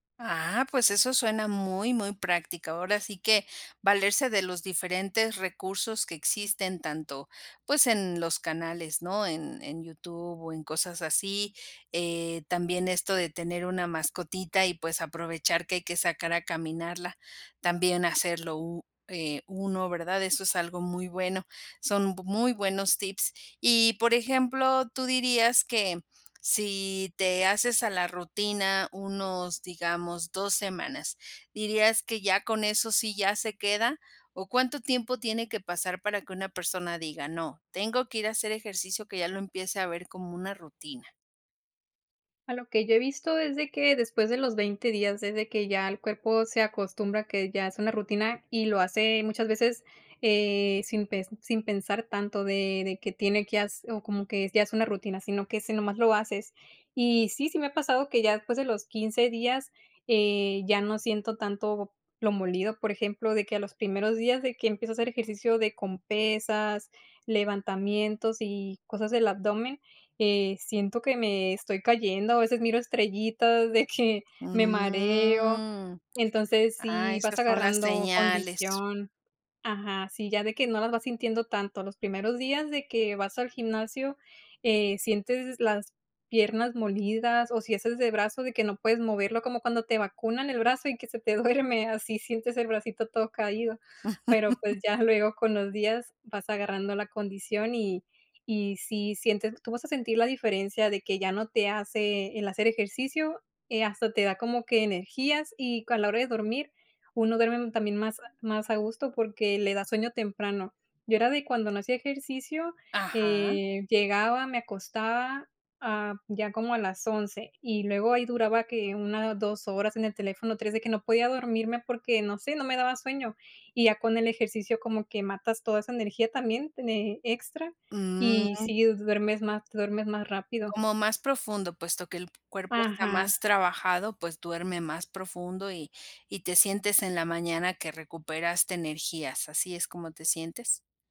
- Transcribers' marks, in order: drawn out: "Mm"; laughing while speaking: "de"; laughing while speaking: "se te"; laugh; other noise; tapping
- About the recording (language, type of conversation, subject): Spanish, podcast, ¿Cómo te motivas para hacer ejercicio cuando no te dan ganas?